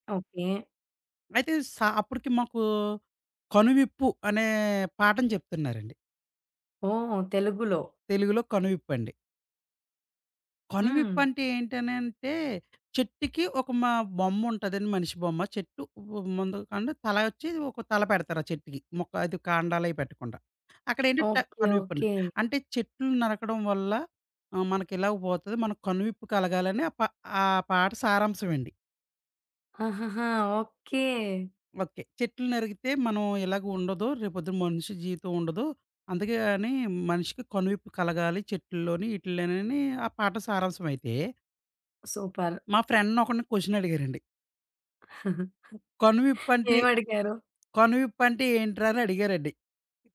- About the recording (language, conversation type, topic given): Telugu, podcast, చిన్నప్పటి పాఠశాల రోజుల్లో చదువుకు సంబంధించిన ఏ జ్ఞాపకం మీకు ఆనందంగా గుర్తొస్తుంది?
- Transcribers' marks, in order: other background noise; in English: "సూపర్!"; in English: "ఫ్రెండ్‌ని"; in English: "క్వెషన్"; chuckle